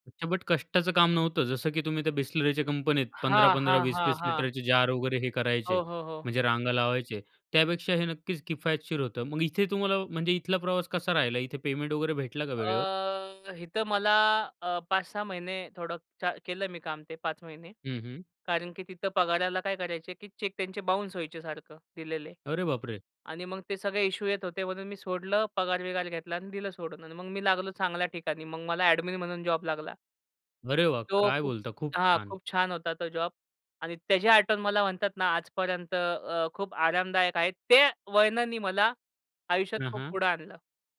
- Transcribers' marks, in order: other background noise; in English: "चेक"; in English: "बाउन्स"; in English: "एडमिन"; stressed: "वळणानी"
- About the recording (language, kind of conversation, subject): Marathi, podcast, पहिली नोकरी लागल्यानंतर तुम्हाला काय वाटलं?